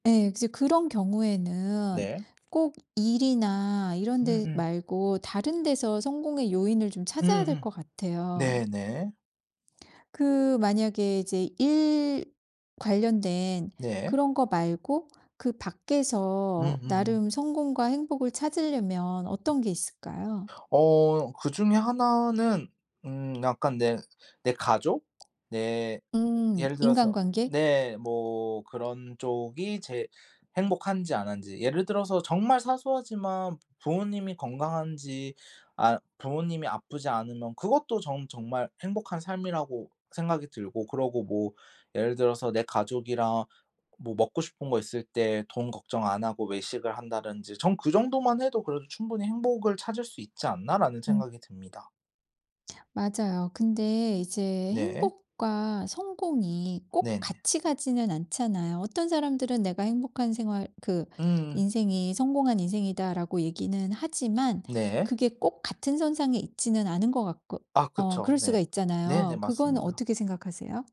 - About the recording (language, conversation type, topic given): Korean, podcast, 일과 삶의 균형은 성공의 일부인가요?
- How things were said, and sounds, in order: tapping; other background noise